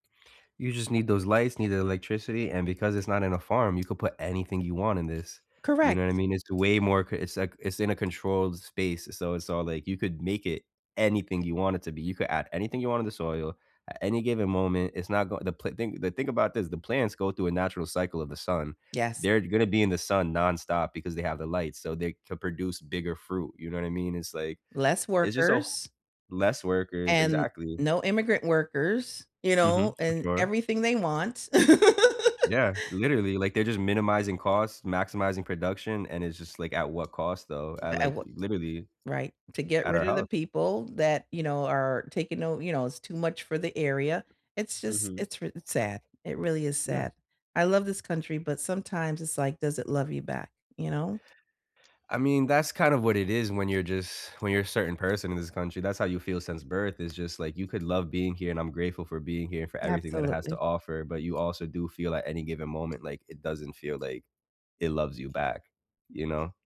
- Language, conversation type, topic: English, unstructured, What travel memory do you revisit when you need a smile?
- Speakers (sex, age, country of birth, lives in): female, 55-59, United States, United States; male, 25-29, United States, United States
- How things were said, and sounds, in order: other background noise; laugh; tapping